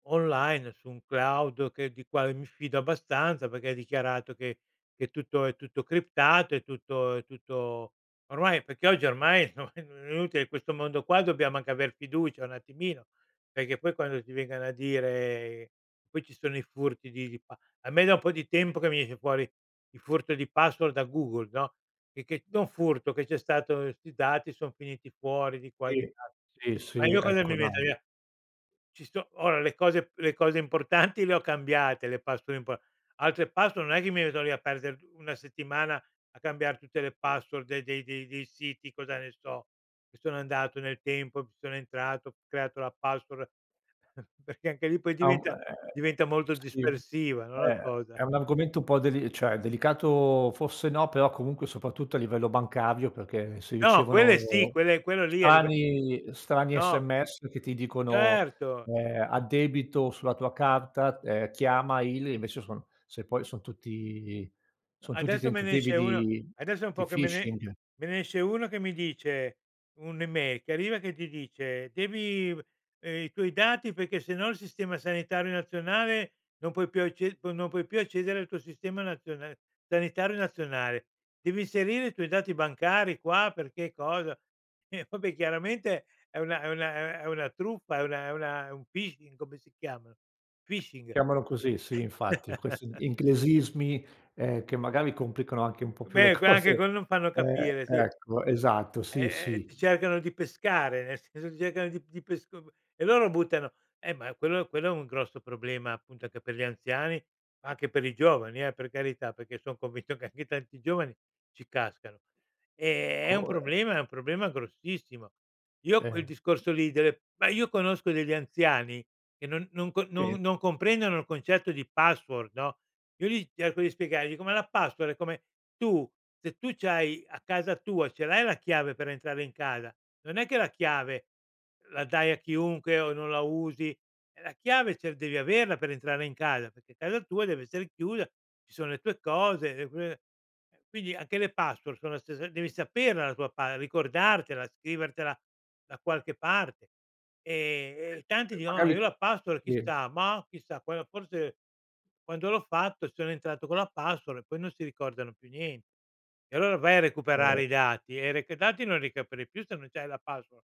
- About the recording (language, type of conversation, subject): Italian, podcast, Come insegni a una persona anziana a usare la tecnologia nella vita di tutti i giorni?
- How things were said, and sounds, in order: "perché" said as "peché"; tapping; "perché" said as "peché"; "perché" said as "peché"; drawn out: "dire"; "perché" said as "peché"; "questi" said as "uesti"; chuckle; laughing while speaking: "perché anche lì poi diventa"; "cioè" said as "ceh"; drawn out: "ricevono"; drawn out: "tutti"; drawn out: "di"; drawn out: "Devi"; "perché" said as "peché"; chuckle; chuckle; laughing while speaking: "cose"; other background noise; "perché" said as "peché"; laughing while speaking: "che anche"; "cioè" said as "ceh"; "perché" said as "peché"; "dicono" said as "diono"; put-on voice: "No, io la password chissà … con la password"; unintelligible speech; "recuperi" said as "ricapiri"